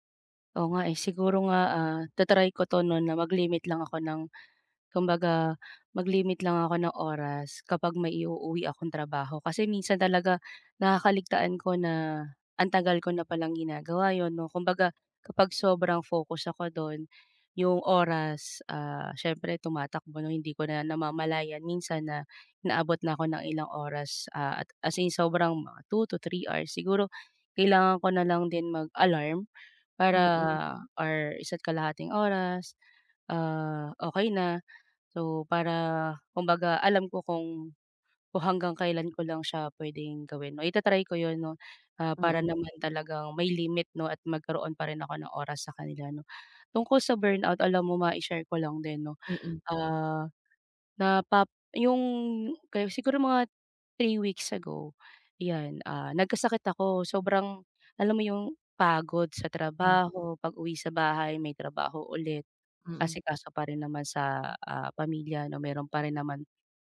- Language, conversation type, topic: Filipino, advice, Paano ko malinaw na maihihiwalay ang oras para sa trabaho at ang oras para sa personal na buhay ko?
- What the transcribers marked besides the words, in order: tapping; other noise; other background noise